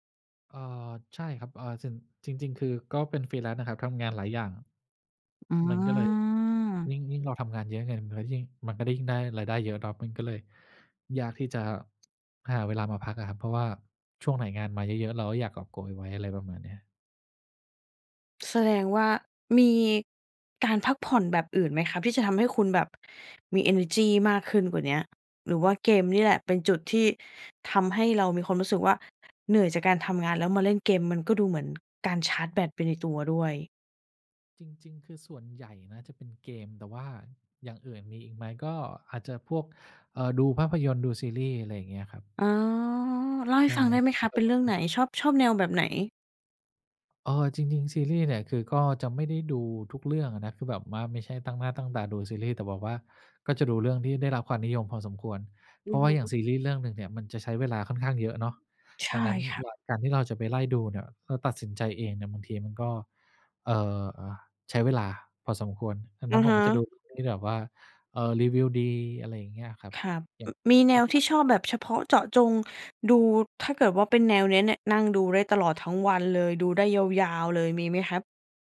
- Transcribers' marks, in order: in English: "Freelance"; other background noise; drawn out: "อืม"; tapping
- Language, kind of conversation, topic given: Thai, podcast, การพักผ่อนแบบไหนช่วยให้คุณกลับมามีพลังอีกครั้ง?